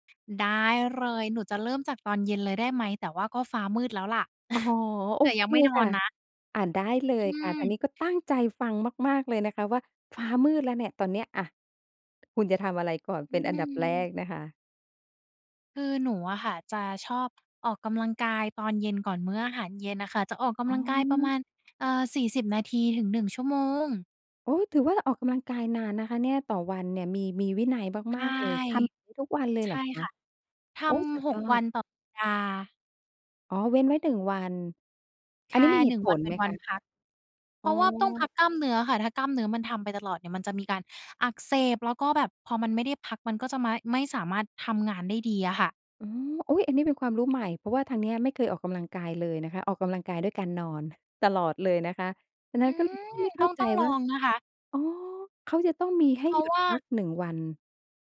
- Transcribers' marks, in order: "เลย" said as "เรย"; other background noise
- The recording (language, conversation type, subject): Thai, podcast, คุณมีพิธีกรรมก่อนนอนแบบไหนที่ช่วยให้หลับสบายและพักผ่อนได้ดีขึ้นบ้างไหม?